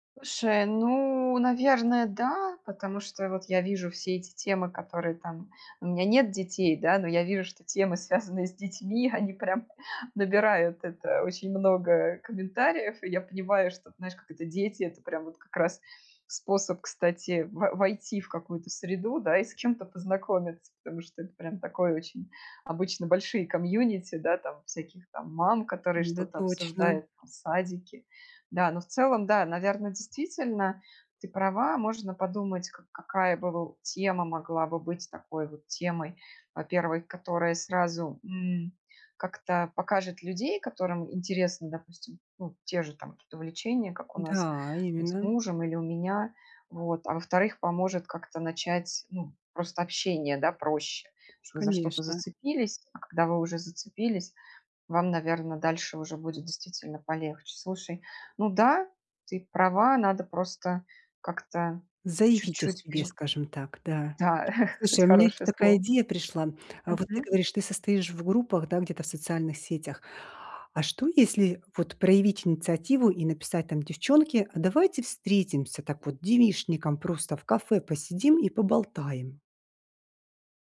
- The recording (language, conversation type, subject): Russian, advice, Как преодолеть неуверенность, когда трудно заводить новые дружеские знакомства?
- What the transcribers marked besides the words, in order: laughing while speaking: "связанные с детьми, они прям"; other background noise; chuckle